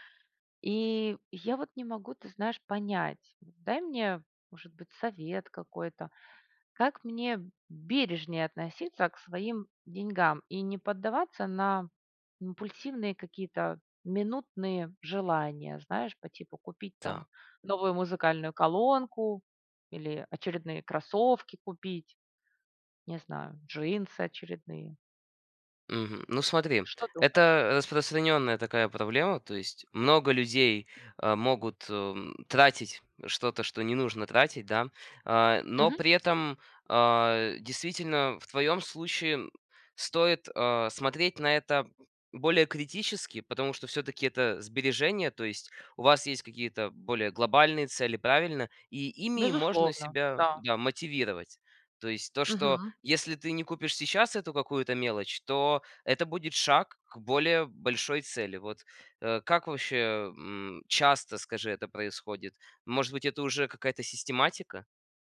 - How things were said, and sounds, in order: tapping
- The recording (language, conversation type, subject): Russian, advice, Что вас тянет тратить сбережения на развлечения?